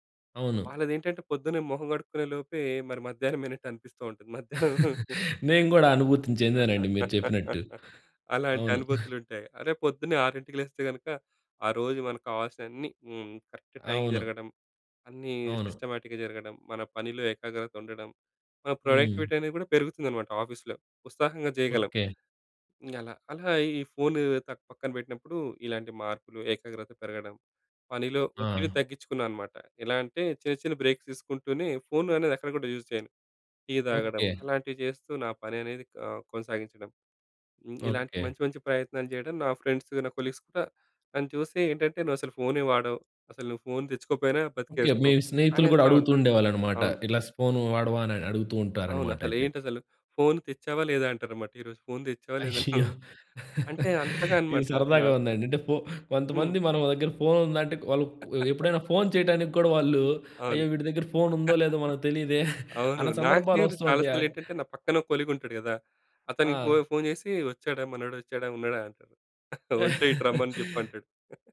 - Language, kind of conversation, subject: Telugu, podcast, ఒక రోజంతా ఫోన్ లేకుండా గడపడానికి నువ్వు ఎలా ప్రణాళిక వేసుకుంటావు?
- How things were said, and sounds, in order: other background noise; chuckle; laugh; chuckle; in English: "కరెక్ట్ టైంకి"; in English: "సిస్టమాటిక్‌గా"; in English: "ప్రొడక్టివిటీ"; in English: "ఆఫీస్‌లో"; in English: "బ్రేక్స్"; in English: "యూజ్"; in English: "కొలీగ్స్"; chuckle; chuckle; chuckle; chuckle